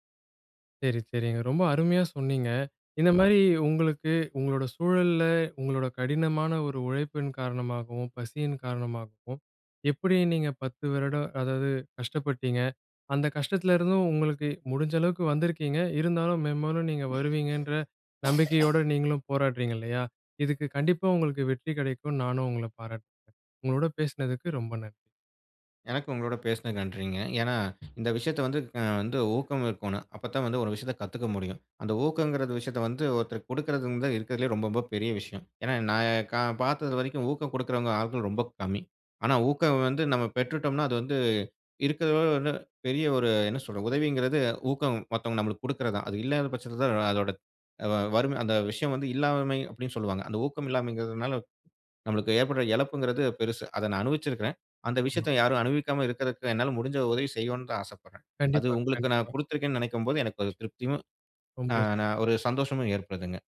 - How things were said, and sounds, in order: other background noise; cough; other noise
- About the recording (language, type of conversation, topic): Tamil, podcast, மறுபடியும் கற்றுக்கொள்ளத் தொடங்க உங்களுக்கு ஊக்கம் எப்படி கிடைத்தது?